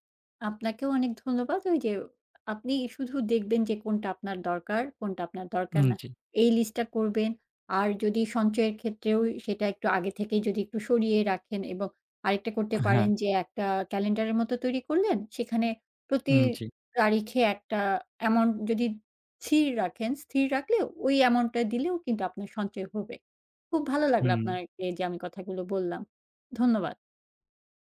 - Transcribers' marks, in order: other background noise; tapping; "স্থির" said as "ছির"
- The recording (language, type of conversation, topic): Bengali, advice, বড় কেনাকাটার জন্য সঞ্চয় পরিকল্পনা করতে অসুবিধা হচ্ছে